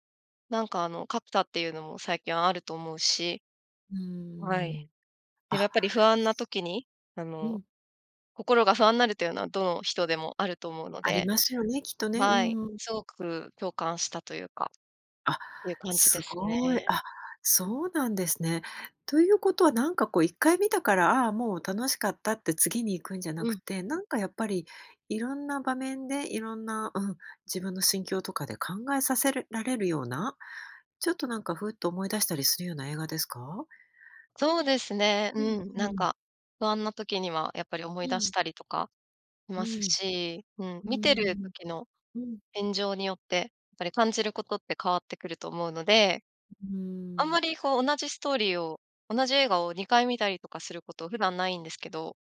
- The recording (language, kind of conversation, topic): Japanese, podcast, 好きな映画にまつわる思い出を教えてくれますか？
- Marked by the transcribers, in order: other noise